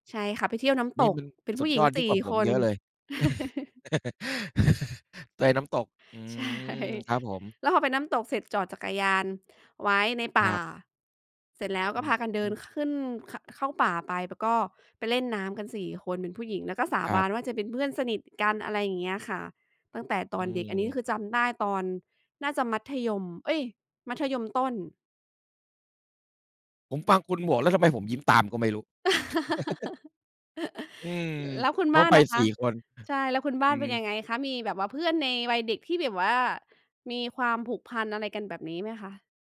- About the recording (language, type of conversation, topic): Thai, unstructured, เวลานึกถึงวัยเด็ก คุณชอบคิดถึงอะไรที่สุด?
- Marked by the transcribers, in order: chuckle; laugh; tapping; laughing while speaking: "ใช่"; laugh; other background noise; laugh; other noise